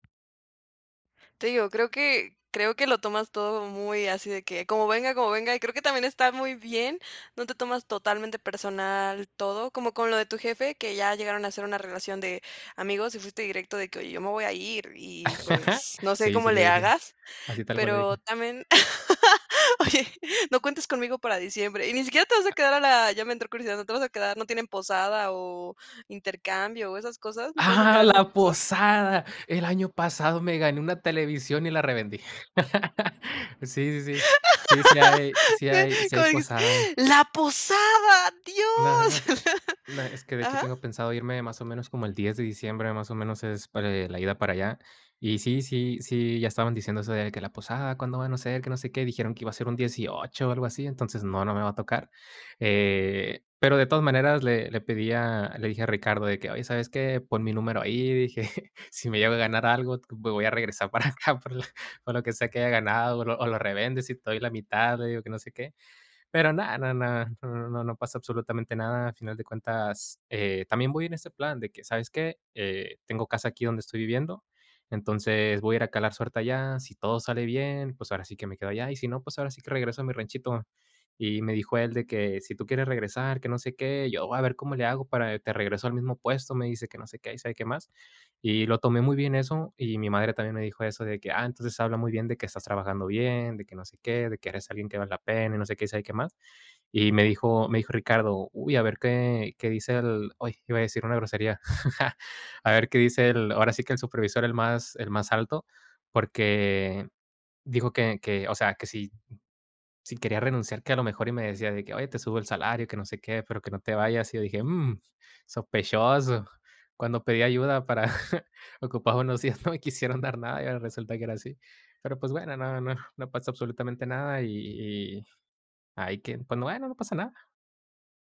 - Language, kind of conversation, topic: Spanish, podcast, ¿Qué haces para desconectarte del trabajo al terminar el día?
- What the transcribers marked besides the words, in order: chuckle; laugh; other noise; laugh; laughing while speaking: "Sí, ¿cómo dijiste?"; surprised: "¡La posada, Dios!"; chuckle; laughing while speaking: "para acá, por lo"; chuckle; laughing while speaking: "para ocupar unos días, no quisieron dar nada"; chuckle